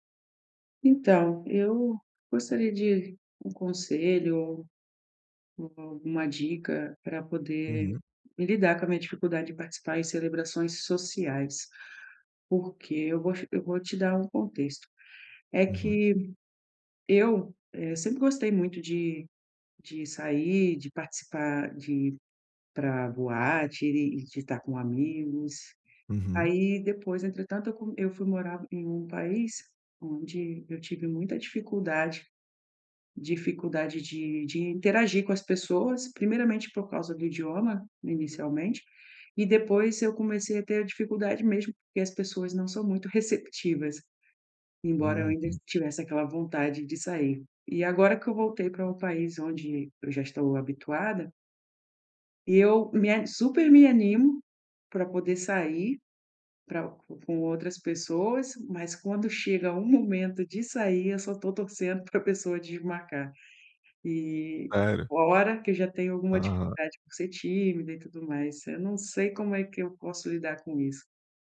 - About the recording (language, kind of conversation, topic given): Portuguese, advice, Como posso me sentir mais à vontade em celebrações sociais?
- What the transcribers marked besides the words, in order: tapping; other background noise; chuckle